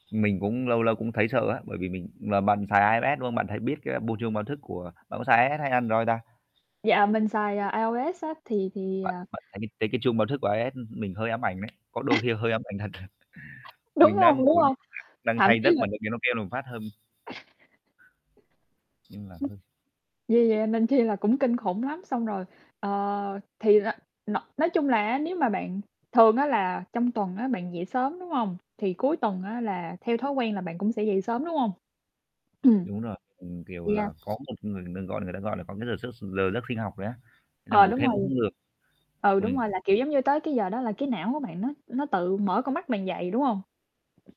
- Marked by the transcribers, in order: static; tapping; other background noise; laughing while speaking: "Đúng hông"; chuckle; unintelligible speech; laughing while speaking: "chi là"; mechanical hum
- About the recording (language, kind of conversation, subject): Vietnamese, unstructured, Bạn thường làm gì để tạo động lực cho mình vào mỗi buổi sáng?